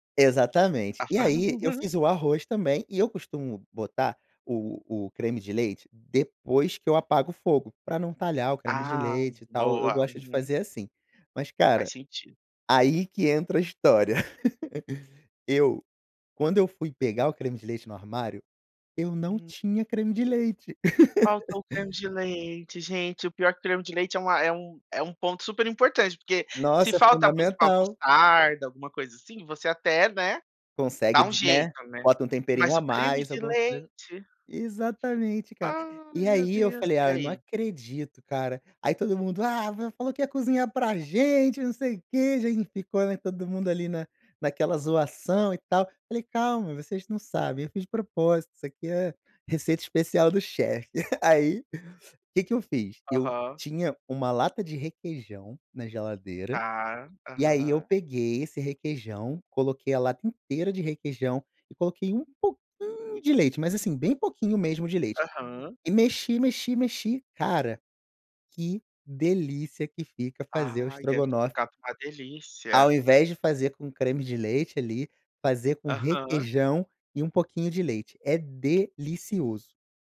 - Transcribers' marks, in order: unintelligible speech; chuckle; chuckle; chuckle; chuckle; stressed: "delicioso"
- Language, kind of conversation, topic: Portuguese, podcast, Qual erro culinário virou uma descoberta saborosa para você?